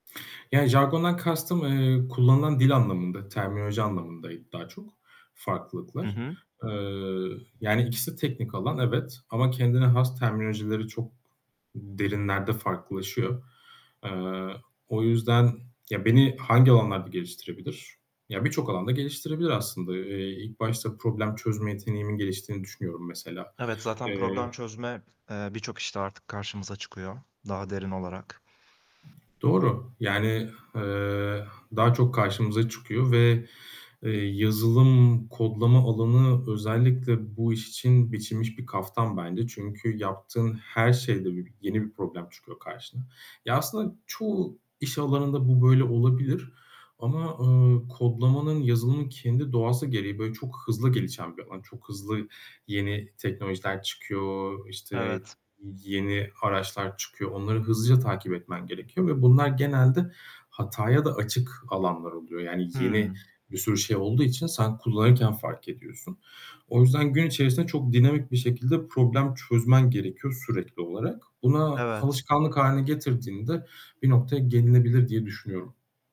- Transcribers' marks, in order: tapping; static; distorted speech
- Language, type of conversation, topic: Turkish, podcast, İş değiştirme korkusunu nasıl yendin?